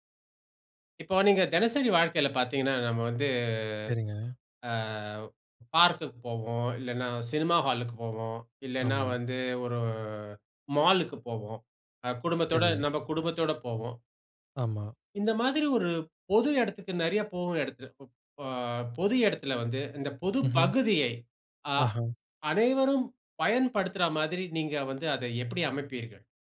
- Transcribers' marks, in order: drawn out: "வந்து"; in English: "சினிமா ஹாலுக்கு"; drawn out: "ஒரு"; in English: "மாலுக்கு"
- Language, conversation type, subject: Tamil, podcast, பொதுப் பகுதியை அனைவரும் எளிதாகப் பயன்படுத்தக்கூடியதாக நீங்கள் எப்படி அமைப்பீர்கள்?